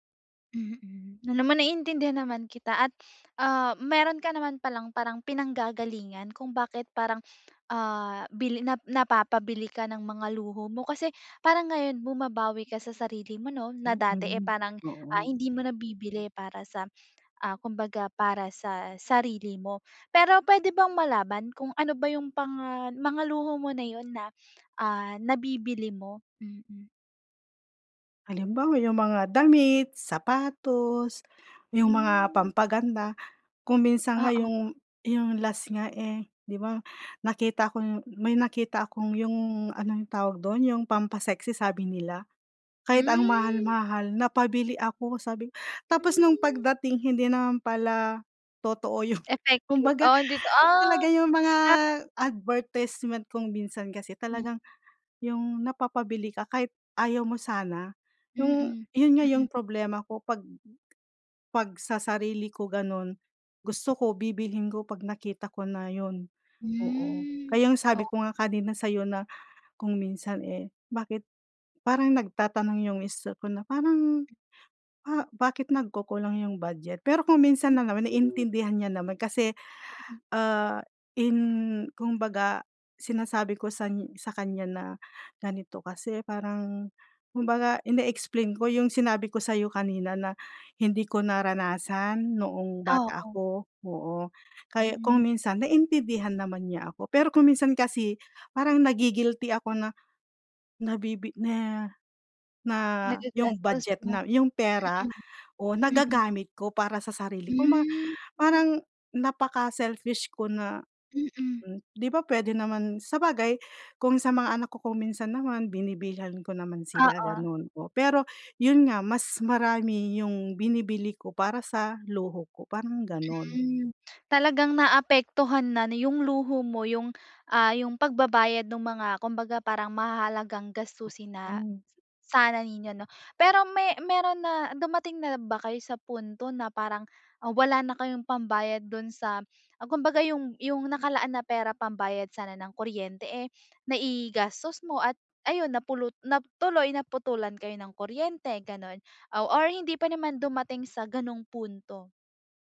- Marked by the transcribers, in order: chuckle; in English: "advertisement"; tapping
- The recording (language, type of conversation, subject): Filipino, advice, Paano ko uunahin ang mga pangangailangan kaysa sa luho sa aking badyet?